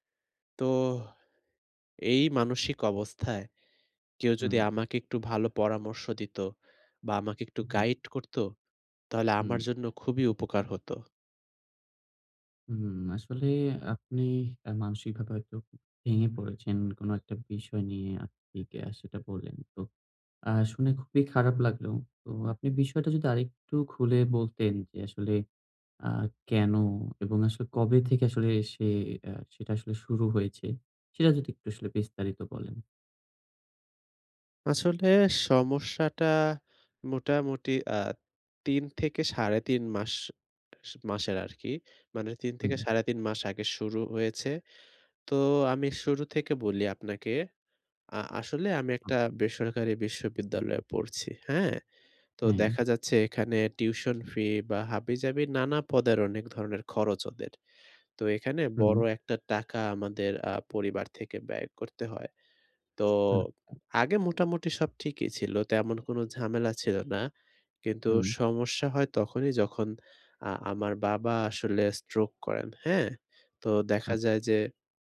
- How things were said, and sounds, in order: tapping; unintelligible speech; unintelligible speech
- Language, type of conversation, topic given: Bengali, advice, আর্থিক চাপ বেড়ে গেলে আমি কীভাবে মানসিক শান্তি বজায় রেখে তা সামলাতে পারি?